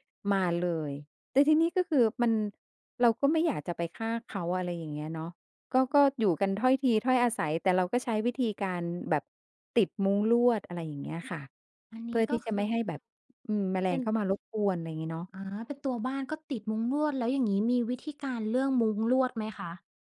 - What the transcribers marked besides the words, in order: none
- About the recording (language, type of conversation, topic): Thai, podcast, คุณมีวิธีทำให้บ้านดูเรียบง่ายและใกล้ชิดธรรมชาติได้อย่างไร?